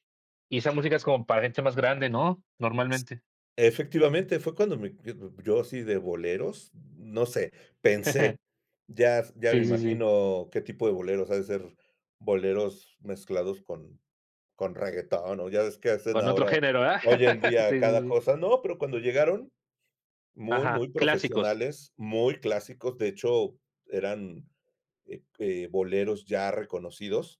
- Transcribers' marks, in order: other background noise; chuckle; chuckle
- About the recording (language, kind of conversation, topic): Spanish, podcast, ¿Cómo descubres artistas nuevos hoy en día?